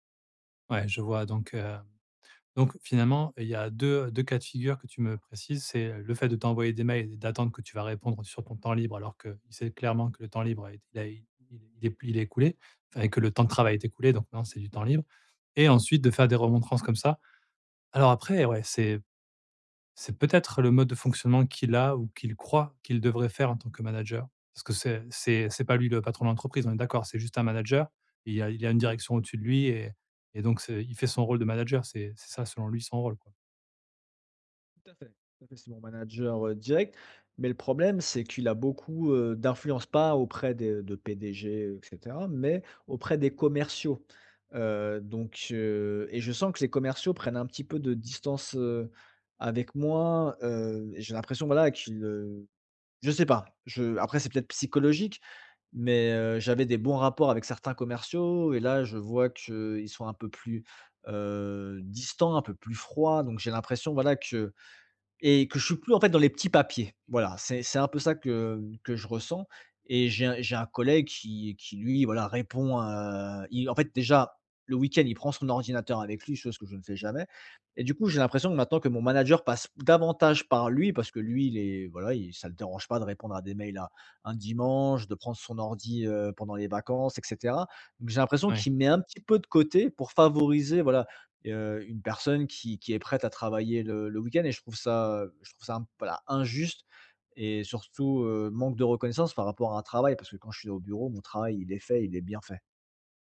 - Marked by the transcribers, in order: none
- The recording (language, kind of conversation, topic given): French, advice, Comment poser des limites claires entre mon travail et ma vie personnelle sans culpabiliser ?